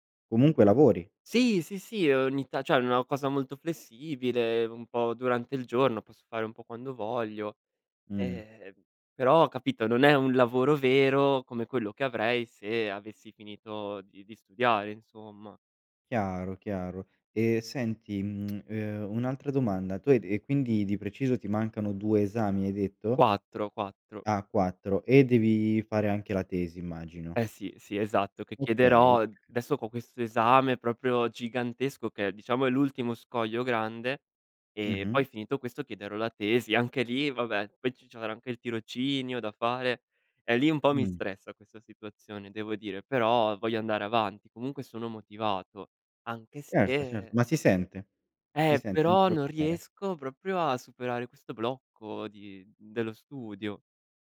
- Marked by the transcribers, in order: "cioè" said as "ceh"; "adesso" said as "desso"
- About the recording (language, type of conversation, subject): Italian, advice, Perché mi sento in colpa o in ansia quando non sono abbastanza produttivo?